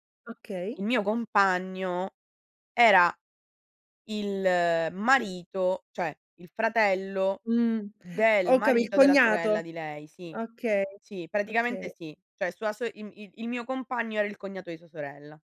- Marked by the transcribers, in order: tapping
- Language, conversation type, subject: Italian, podcast, Come decidi quando dire no senza ferire gli altri?